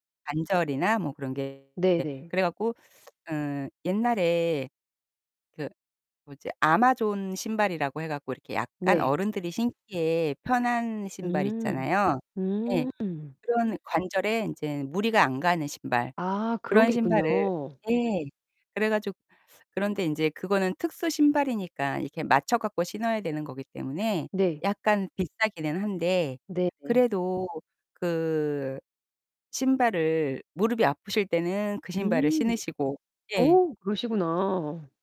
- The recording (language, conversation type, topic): Korean, podcast, 노부모를 돌볼 때 가장 신경 쓰이는 부분은 무엇인가요?
- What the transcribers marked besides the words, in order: distorted speech; tapping; other background noise